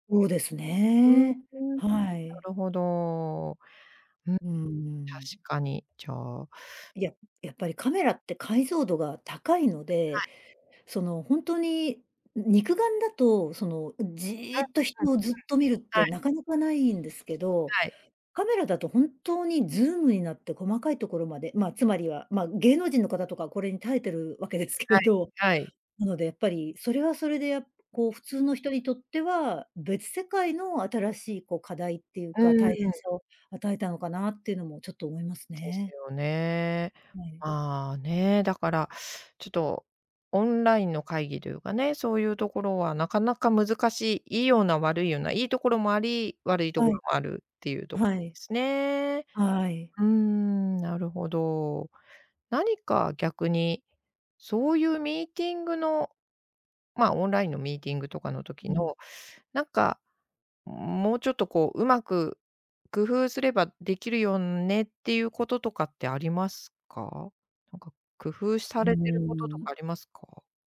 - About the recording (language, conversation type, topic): Japanese, podcast, リモートワークで一番困ったことは何でしたか？
- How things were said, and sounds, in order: tapping; laughing while speaking: "訳ですけれど"; other background noise